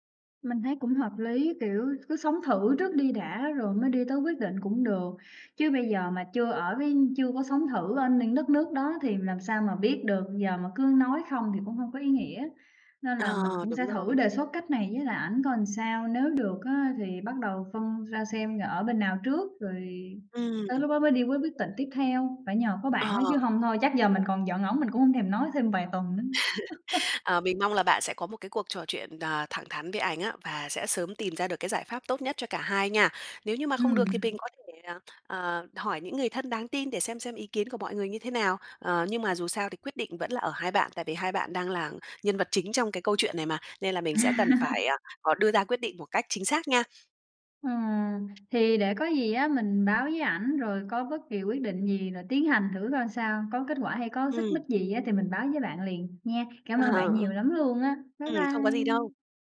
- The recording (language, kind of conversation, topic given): Vietnamese, advice, Bạn nên làm gì khi vợ/chồng không muốn cùng chuyển chỗ ở và bạn cảm thấy căng thẳng vì phải lựa chọn?
- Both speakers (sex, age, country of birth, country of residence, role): female, 25-29, Vietnam, Vietnam, user; female, 30-34, Vietnam, Vietnam, advisor
- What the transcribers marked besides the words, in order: "làm" said as "ừn"; laugh; tapping; laugh